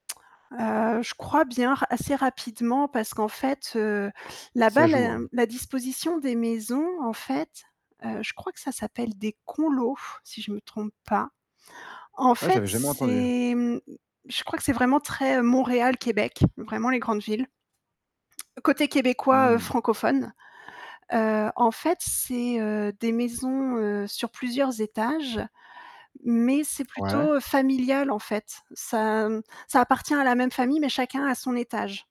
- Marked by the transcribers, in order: tsk; tapping
- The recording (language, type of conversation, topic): French, podcast, Quelle rencontre mémorable as-tu faite en voyage ?